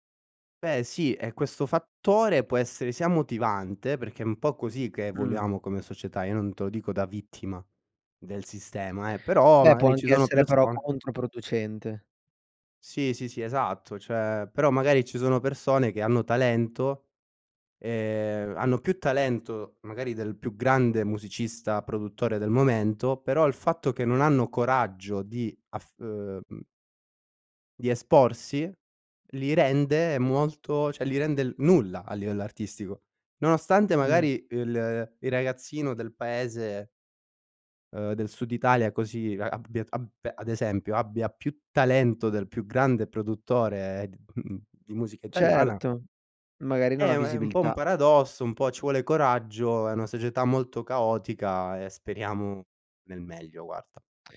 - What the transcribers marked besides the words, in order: "molto" said as "muolto"; "cioè" said as "ceh"; "il-" said as "ul"; "abbia" said as "adbia"; laughing while speaking: "speriamo"
- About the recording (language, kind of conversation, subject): Italian, podcast, Quando perdi la motivazione, cosa fai per ripartire?